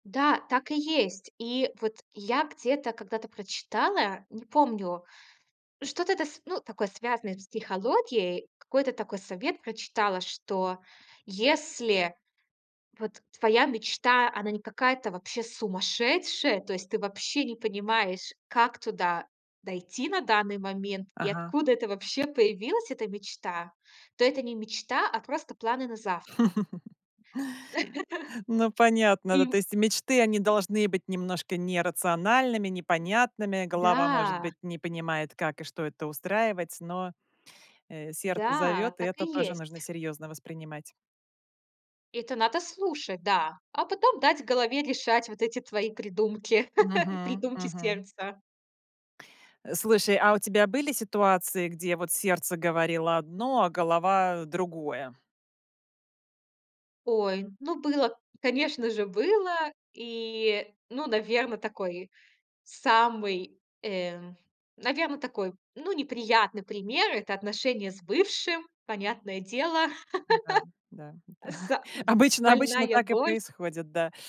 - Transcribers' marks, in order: laugh; chuckle; laugh; chuckle; laugh
- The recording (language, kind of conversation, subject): Russian, podcast, Когда, по-твоему, стоит слушать сердце, а когда — разум?